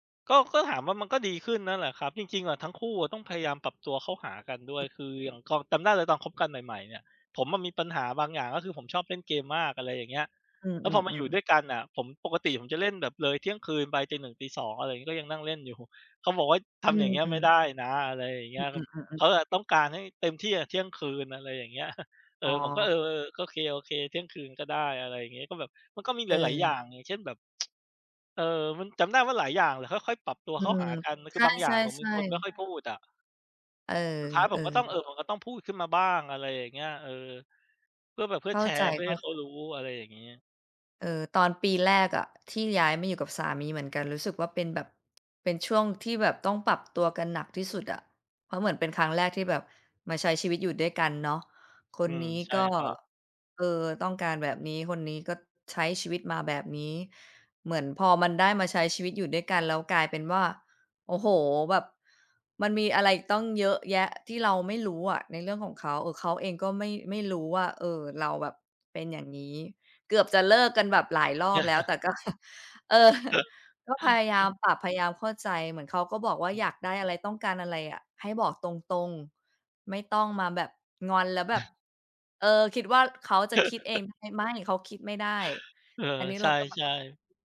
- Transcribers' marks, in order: other noise; "ตอน" said as "กอน"; chuckle; tsk; background speech; chuckle; laugh; laughing while speaking: "ก็"; chuckle
- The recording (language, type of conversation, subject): Thai, unstructured, คุณคิดว่าอะไรทำให้ความรักยืนยาว?